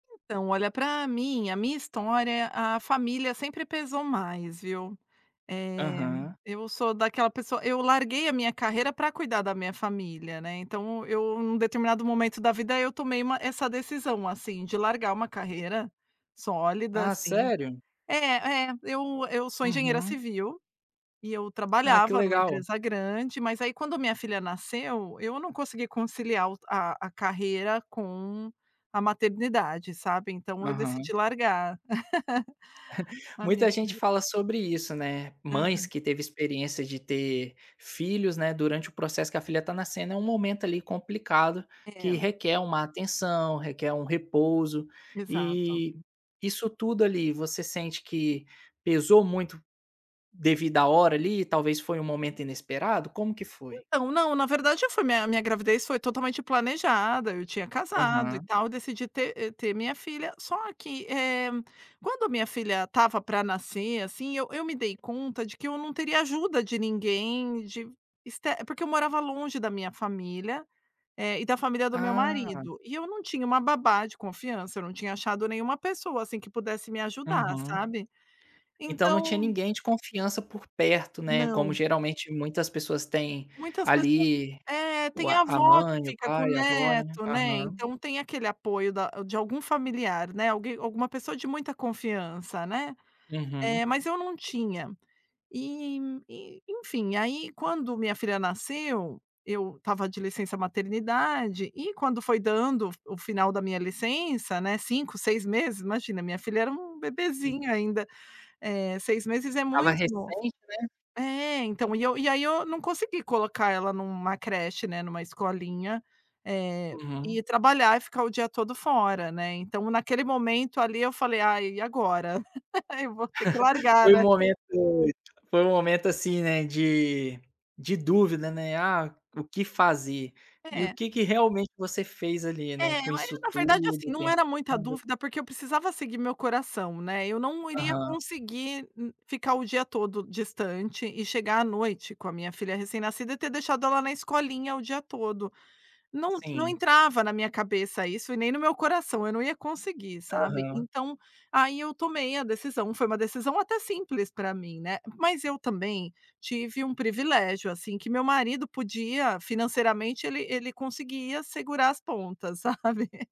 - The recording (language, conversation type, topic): Portuguese, podcast, O que pesa mais: família, carreira ou liberdade?
- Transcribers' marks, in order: laugh; laugh; other background noise; chuckle